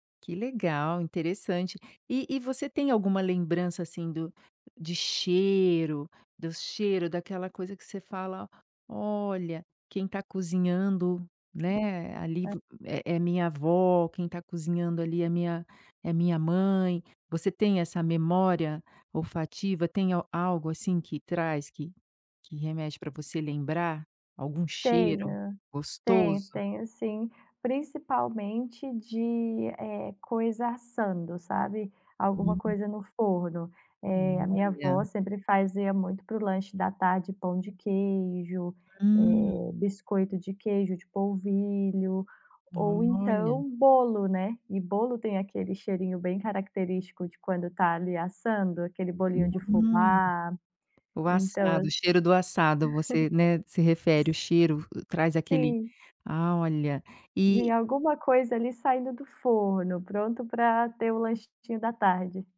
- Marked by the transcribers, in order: tapping; other background noise; laugh
- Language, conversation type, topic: Portuguese, podcast, Qual é o papel da comida nas lembranças e nos encontros familiares?